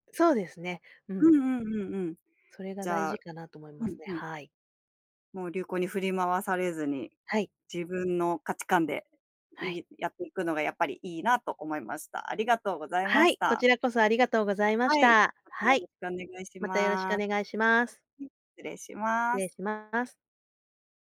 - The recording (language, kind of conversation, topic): Japanese, podcast, 普段、SNSの流行にどれくらい影響されますか？
- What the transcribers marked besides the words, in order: other background noise